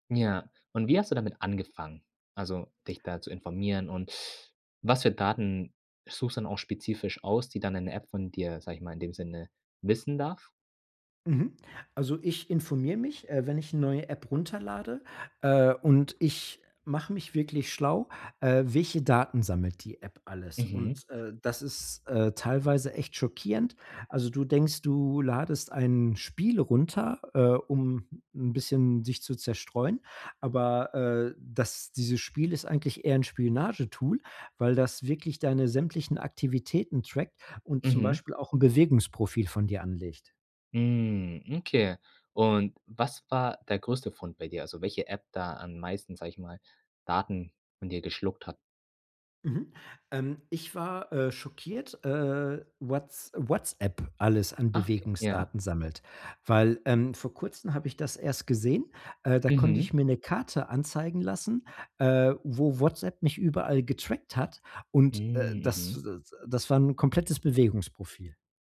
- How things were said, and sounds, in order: teeth sucking; other noise
- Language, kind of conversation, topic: German, podcast, Wie gehst du mit deiner Privatsphäre bei Apps und Diensten um?